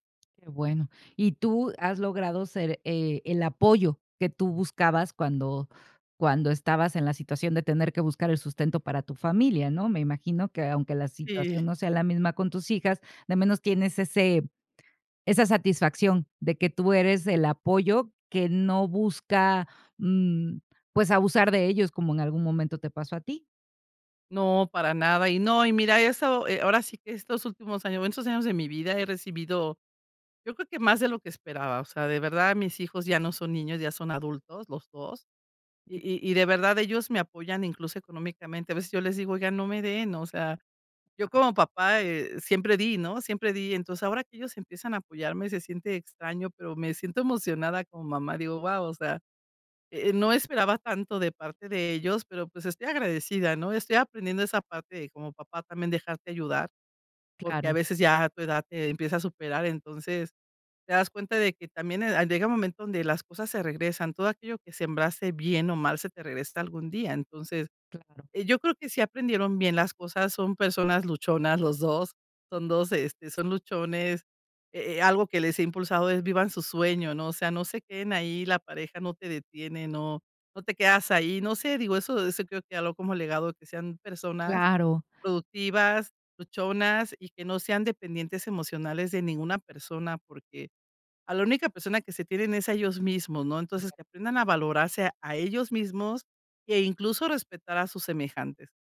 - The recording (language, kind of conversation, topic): Spanish, advice, ¿Qué te preocupa sobre tu legado y qué te gustaría dejarles a las futuras generaciones?
- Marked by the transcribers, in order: tapping; other background noise